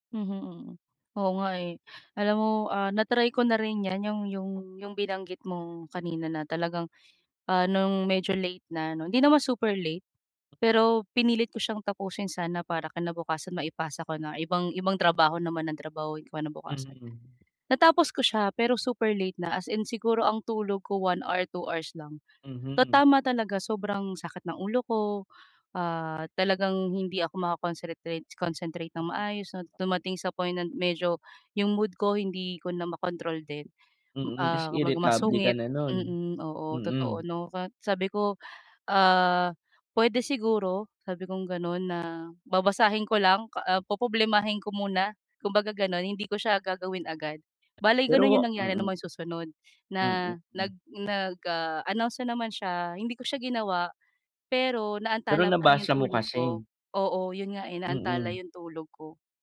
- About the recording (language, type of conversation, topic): Filipino, advice, Ano ang mga alternatibong paraan para makapagpahinga bago matulog?
- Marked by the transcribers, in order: other background noise; tapping